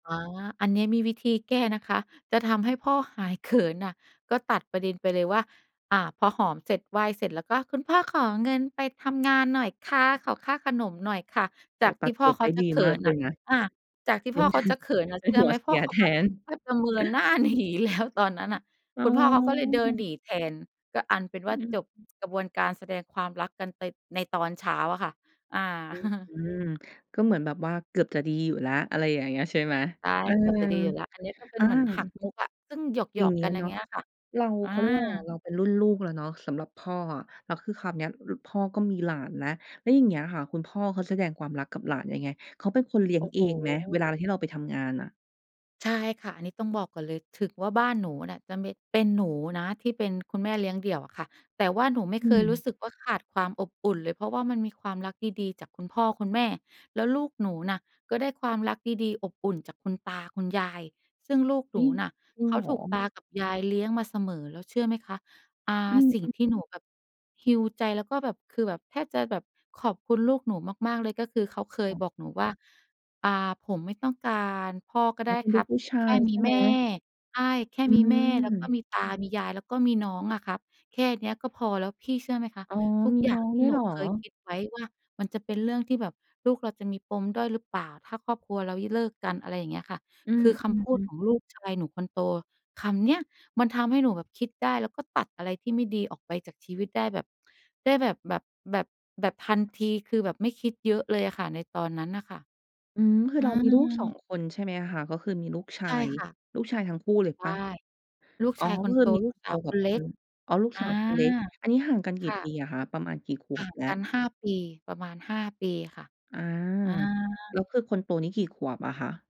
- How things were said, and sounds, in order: chuckle; laughing while speaking: "หนีแล้ว"; other background noise; chuckle; in English: "heal"
- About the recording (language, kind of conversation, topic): Thai, podcast, คนในบ้านคุณแสดงความรักต่อกันอย่างไรบ้าง?